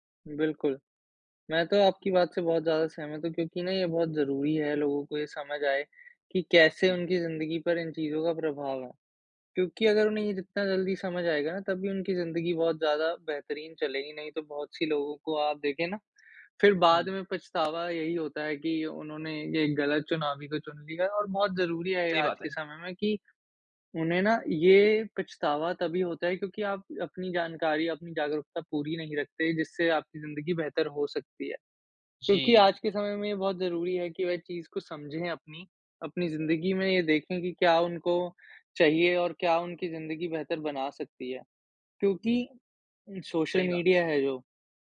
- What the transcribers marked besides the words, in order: tapping
- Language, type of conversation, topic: Hindi, unstructured, राजनीति में जनता की भूमिका क्या होनी चाहिए?